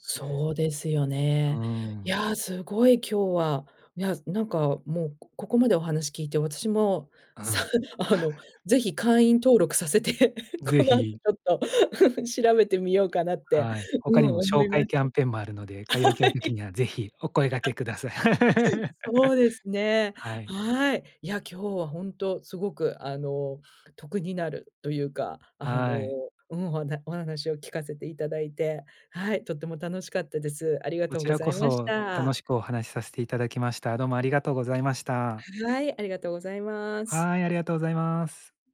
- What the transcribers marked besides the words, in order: laughing while speaking: "さ"; laugh; laughing while speaking: "させて、この後ちょっと"; laugh; laughing while speaking: "あ、はい"; other background noise; laugh
- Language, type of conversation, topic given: Japanese, podcast, 運動習慣はどうやって続けていますか？